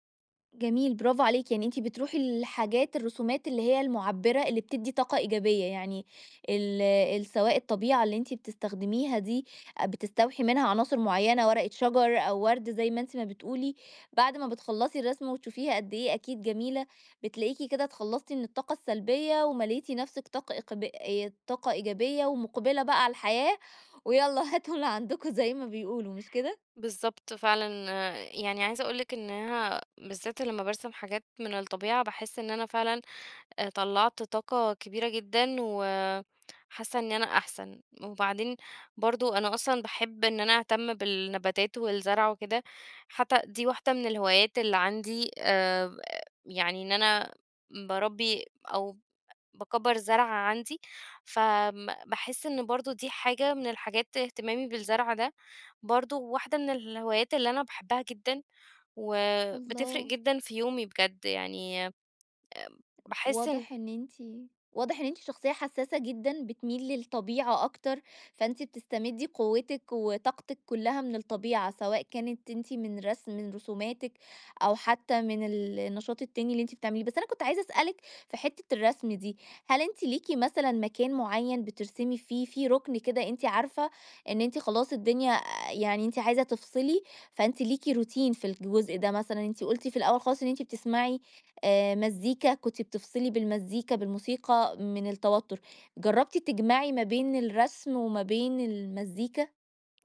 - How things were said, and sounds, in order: laughing while speaking: "هاتوا اللي عندكم"; tsk; tapping; in English: "روتين"
- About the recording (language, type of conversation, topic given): Arabic, podcast, إيه النشاط اللي بترجع له لما تحب تهدأ وتفصل عن الدنيا؟